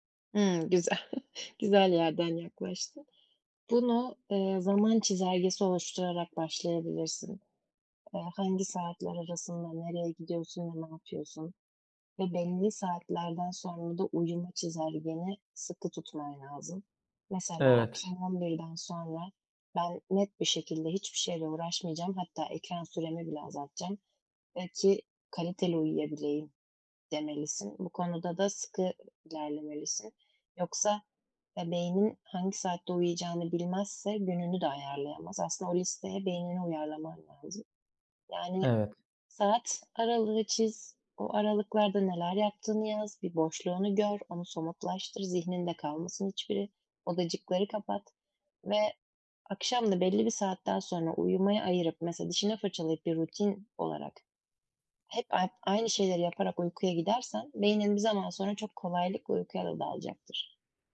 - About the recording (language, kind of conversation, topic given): Turkish, advice, Gün içindeki stresi azaltıp gece daha rahat uykuya nasıl geçebilirim?
- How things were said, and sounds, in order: chuckle; tapping